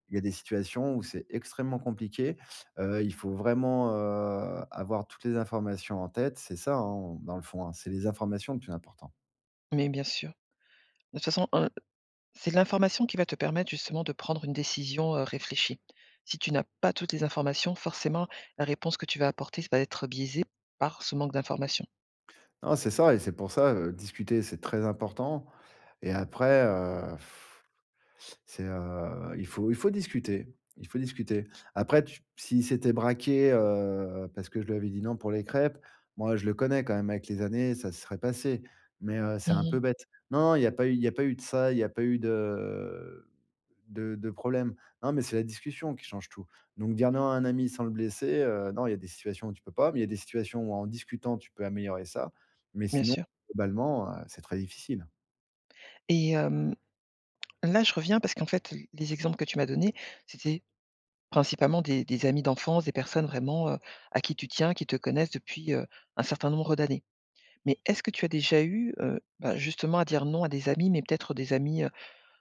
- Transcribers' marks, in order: other background noise; stressed: "très"; blowing; tapping; drawn out: "de"
- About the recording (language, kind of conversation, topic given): French, podcast, Comment dire non à un ami sans le blesser ?